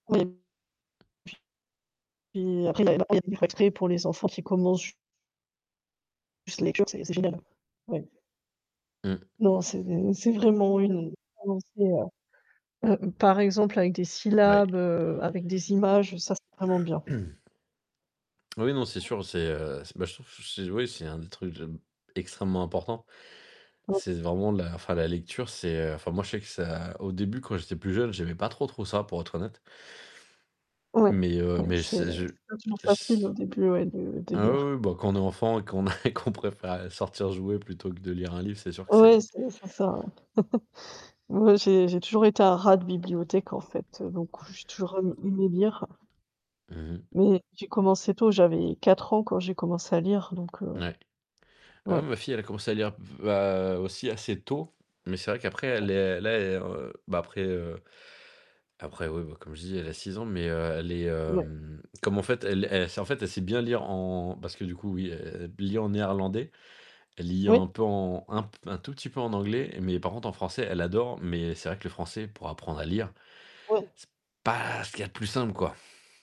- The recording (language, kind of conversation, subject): French, unstructured, Préférez-vous lire des livres papier ou des livres numériques ?
- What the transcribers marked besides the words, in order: distorted speech; tapping; unintelligible speech; unintelligible speech; throat clearing; chuckle; chuckle; unintelligible speech; other noise